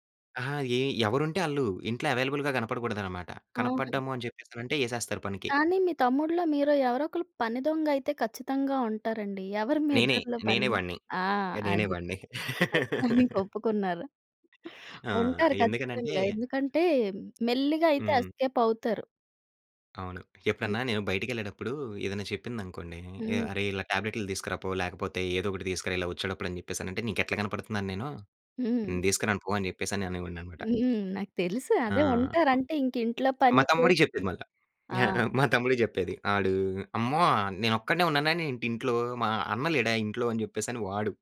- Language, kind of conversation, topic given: Telugu, podcast, కుటుంబంతో పనులను ఎలా పంచుకుంటావు?
- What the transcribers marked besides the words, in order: in English: "ఎవైలబుల్‌గా"; giggle; chuckle; laugh; tapping; in English: "ఎస్కేప్"; other noise; chuckle